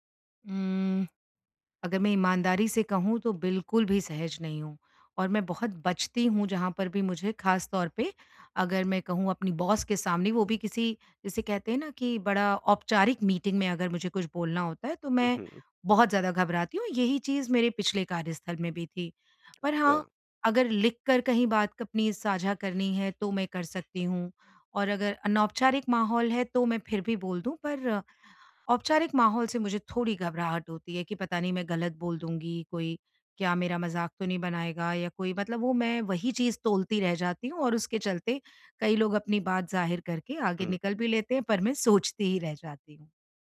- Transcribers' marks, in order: in English: "बॉस"
- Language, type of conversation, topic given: Hindi, advice, मैं सहकर्मियों और प्रबंधकों के सामने अधिक प्रभावी कैसे दिखूँ?